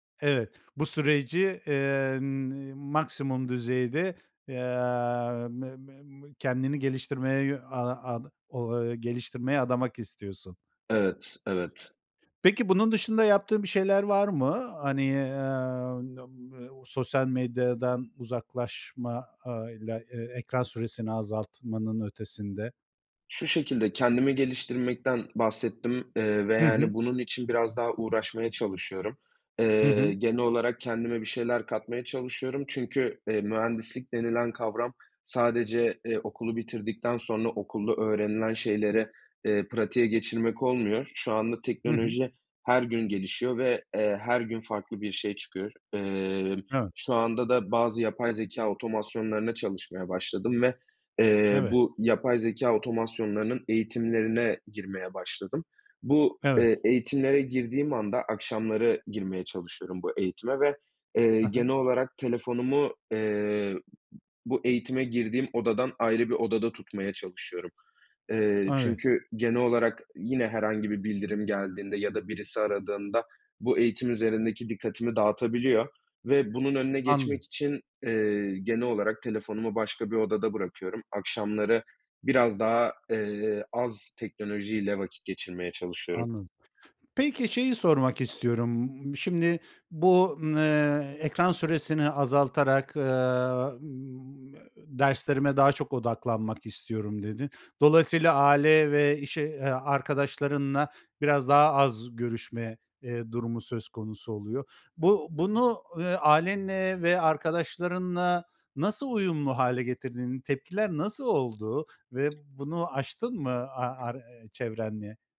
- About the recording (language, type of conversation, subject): Turkish, podcast, Ekran süresini azaltmak için ne yapıyorsun?
- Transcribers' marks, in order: tapping; other background noise